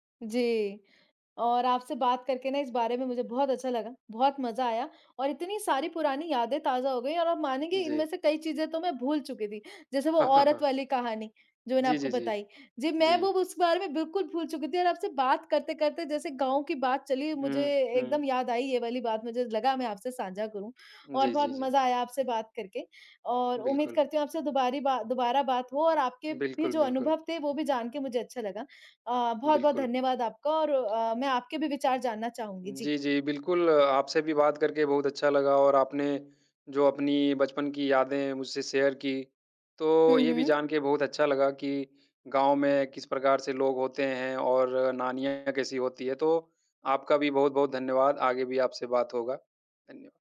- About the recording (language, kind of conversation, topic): Hindi, unstructured, क्या आपके परिवार के साथ बिताई गई छुट्टियों की कोई खास याद है?
- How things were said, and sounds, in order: laugh; tapping; in English: "शेयर"